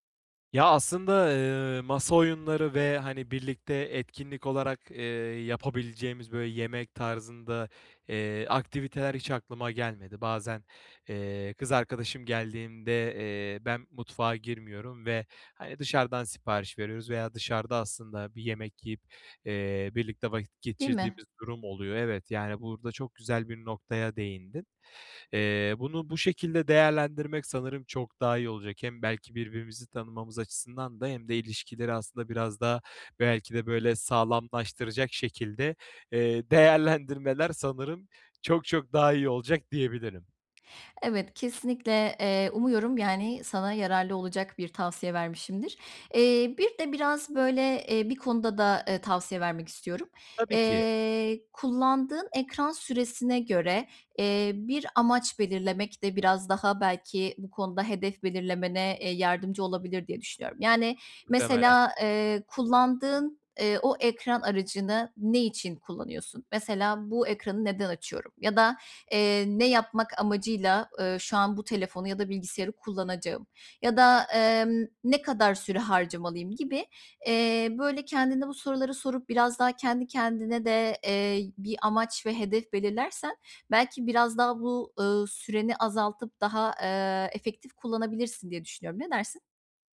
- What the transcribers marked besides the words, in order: none
- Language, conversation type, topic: Turkish, advice, Ekranlarla çevriliyken boş zamanımı daha verimli nasıl değerlendirebilirim?